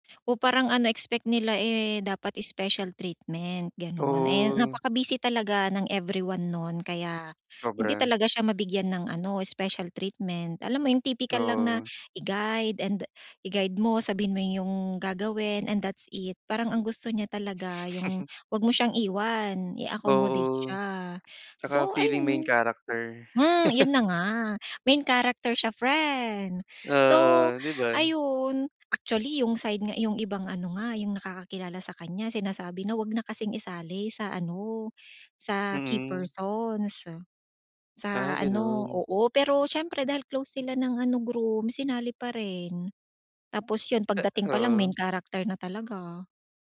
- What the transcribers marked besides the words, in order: in English: "special treatment"; in English: "special treatment"; in English: "main character"; in English: "i-accommodate"; gasp; in English: "main character"; other background noise; in English: "main character"
- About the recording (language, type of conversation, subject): Filipino, advice, Paano ko haharapin ang alitan o mga hindi komportableng sandali sa isang pagtitipon?